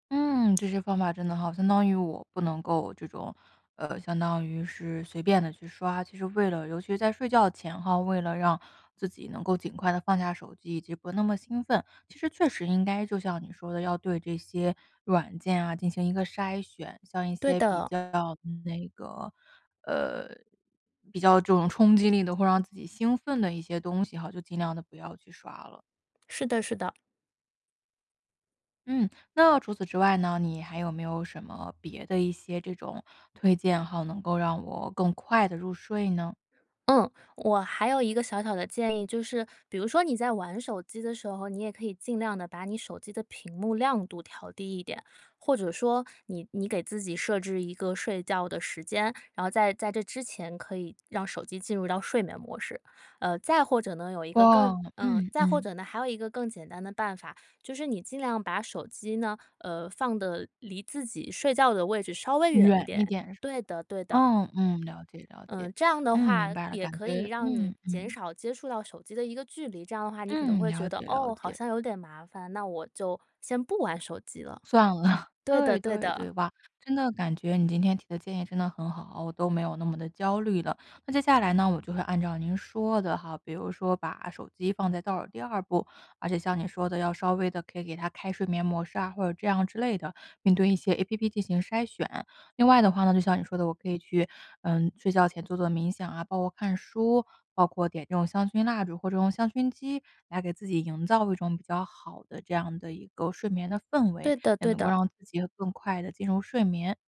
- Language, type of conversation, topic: Chinese, advice, 睡前要怎么减少刷手机的习惯，才能改善睡眠质量？
- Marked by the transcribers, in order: other background noise; laughing while speaking: "算了"